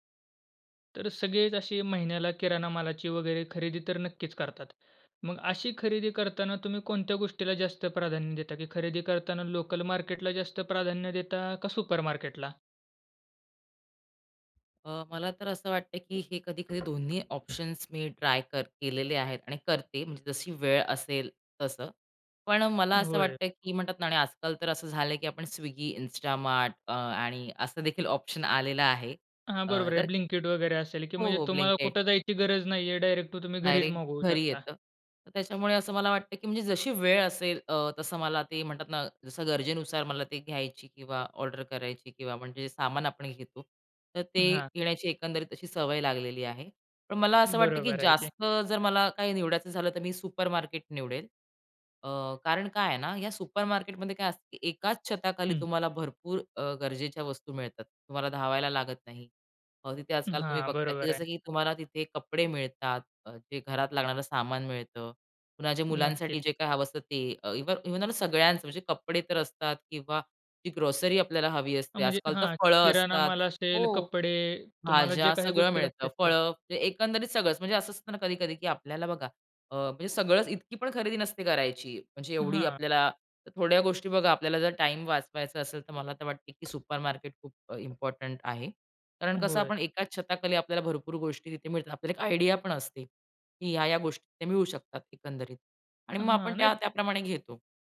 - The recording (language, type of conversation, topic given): Marathi, podcast, लोकल बाजार आणि सुपरमार्केट यांपैकी खरेदीसाठी तुम्ही काय निवडता?
- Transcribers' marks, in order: in English: "सुपरमार्केटला?"; other background noise; tapping; in English: "सुपरमार्केट"; in English: "सुपरमार्केटमध्ये"; in English: "ग्रोसरी"; in English: "सुपरमार्केट"; in English: "आयडिया"